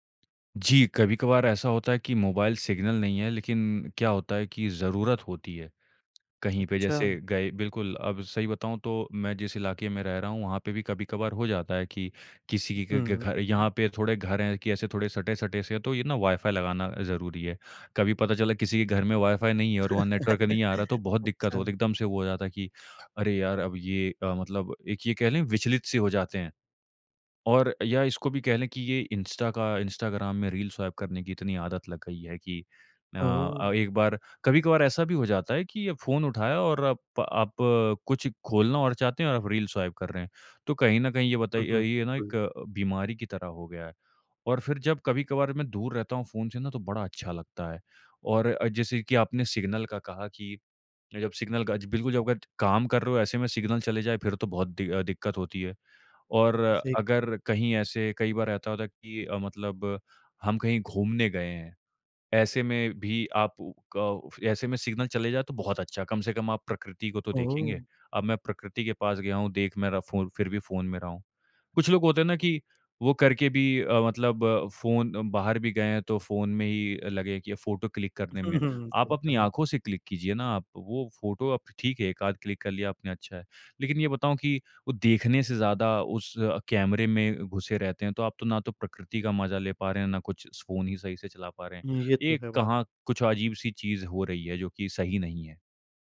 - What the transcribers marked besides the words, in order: laugh; in English: "स्वाइप"; in English: "स्वाइप"; chuckle; in English: "क्लिक"; chuckle; in English: "क्लिक"; in English: "क्लिक"
- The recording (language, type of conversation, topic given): Hindi, podcast, बिना मोबाइल सिग्नल के बाहर रहना कैसा लगता है, अनुभव बताओ?
- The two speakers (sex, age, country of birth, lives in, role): male, 25-29, India, India, guest; male, 25-29, India, India, host